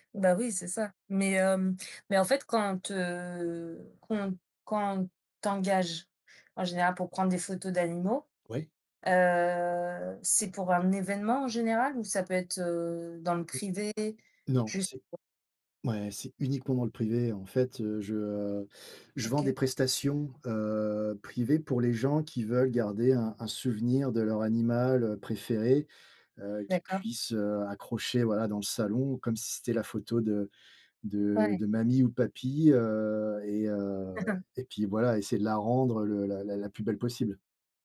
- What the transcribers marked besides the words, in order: drawn out: "heu"
- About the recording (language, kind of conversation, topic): French, unstructured, Quelle est la chose la plus surprenante dans ton travail ?